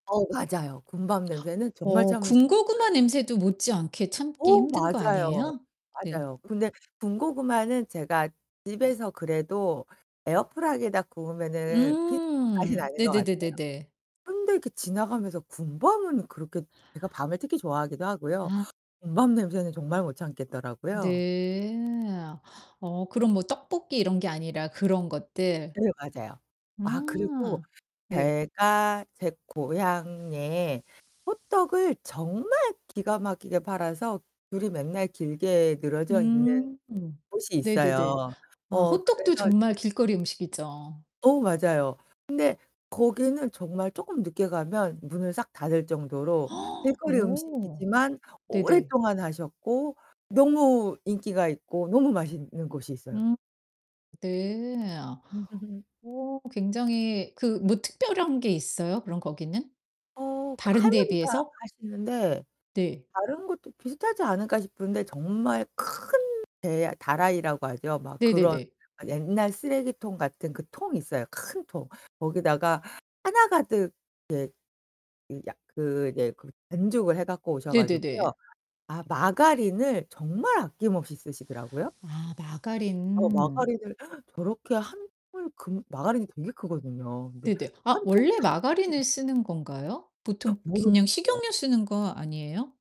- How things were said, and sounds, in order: static; tapping; distorted speech; other background noise; gasp; laugh; gasp
- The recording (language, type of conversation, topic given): Korean, podcast, 기억에 남는 길거리 음식 경험이 있으신가요?